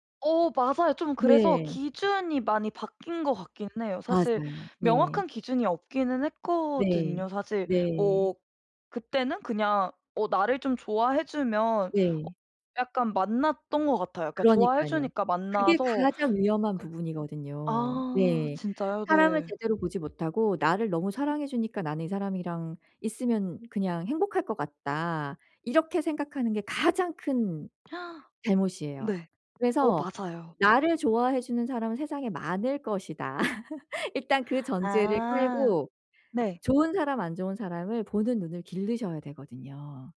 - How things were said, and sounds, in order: other background noise; gasp; laugh
- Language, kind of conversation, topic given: Korean, advice, 과거의 상처 때문에 새로운 연애가 두려운데, 어떻게 시작하면 좋을까요?